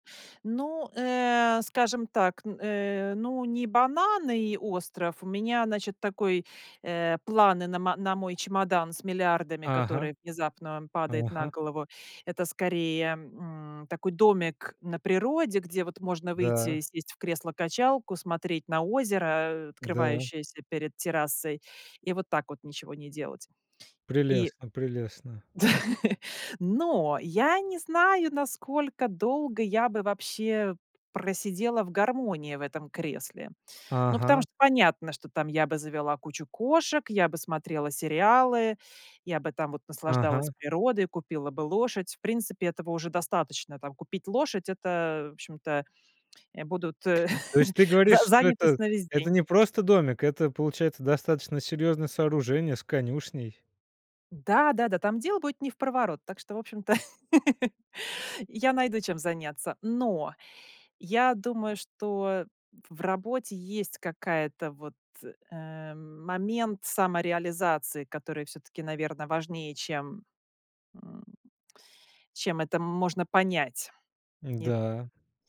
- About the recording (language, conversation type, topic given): Russian, podcast, Что для тебя важнее — деньги или свобода?
- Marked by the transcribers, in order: laugh; lip smack; other background noise; chuckle; laugh